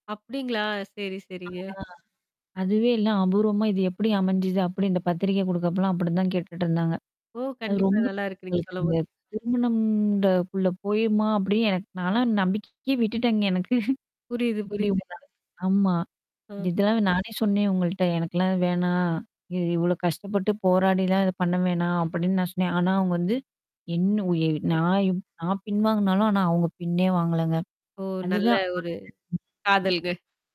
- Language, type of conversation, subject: Tamil, podcast, காதல் மற்றும் நட்பு போன்ற உறவுகளில் ஏற்படும் அபாயங்களை நீங்கள் எவ்வாறு அணுகுவீர்கள்?
- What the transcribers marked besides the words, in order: static; mechanical hum; distorted speech; drawn out: "அ"; tapping; "சரி, சரிங்க" said as "சேரி, சேரிங்க"; other background noise; chuckle; "அவங்கள்ட்ட" said as "உங்கள்ட்ட"; unintelligible speech; other noise